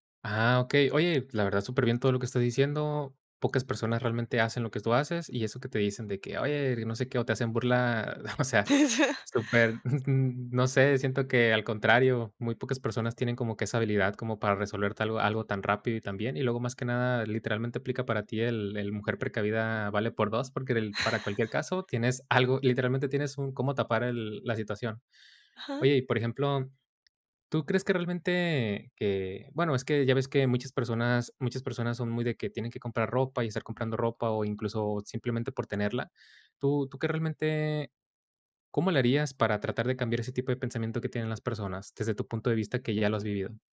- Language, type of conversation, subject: Spanish, podcast, ¿Qué papel cumple la sostenibilidad en la forma en que eliges tu ropa?
- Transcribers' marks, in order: chuckle; tapping; other noise